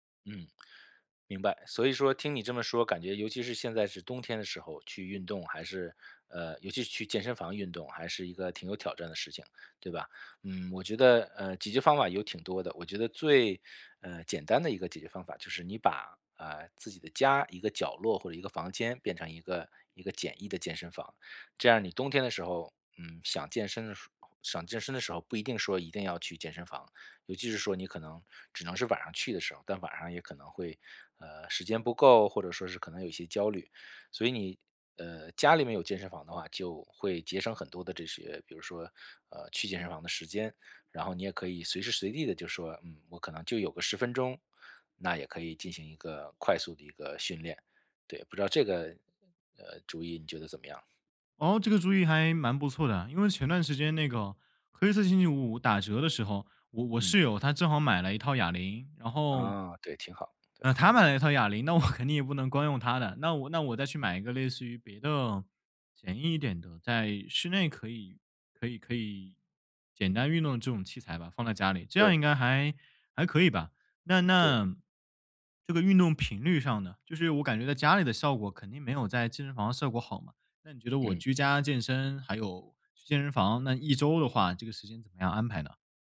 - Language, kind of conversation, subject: Chinese, advice, 如何通过优化恢复与睡眠策略来提升运动表现？
- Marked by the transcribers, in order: other background noise; laughing while speaking: "我"